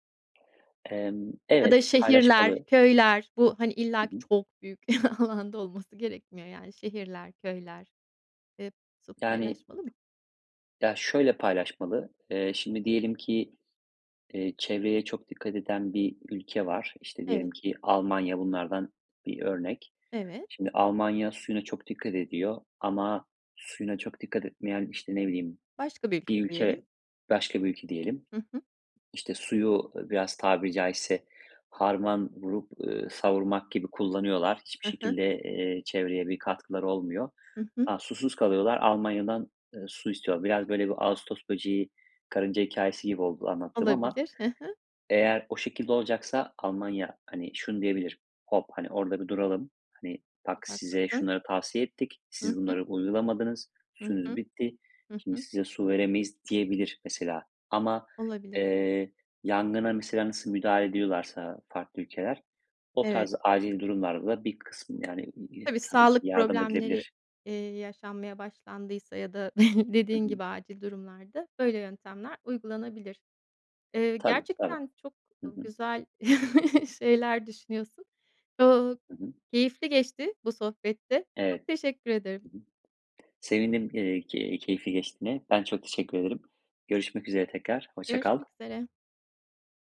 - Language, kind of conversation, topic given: Turkish, podcast, Su tasarrufu için pratik önerilerin var mı?
- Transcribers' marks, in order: chuckle; laughing while speaking: "alanda"; tapping; chuckle; chuckle; unintelligible speech